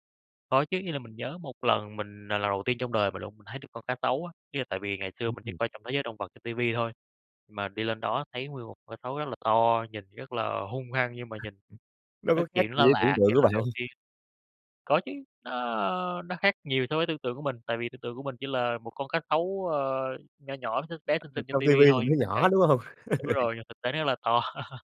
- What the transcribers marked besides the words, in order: other background noise; tapping; laugh
- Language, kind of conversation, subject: Vietnamese, podcast, Bạn có kỷ niệm tuổi thơ nào khiến bạn nhớ mãi không?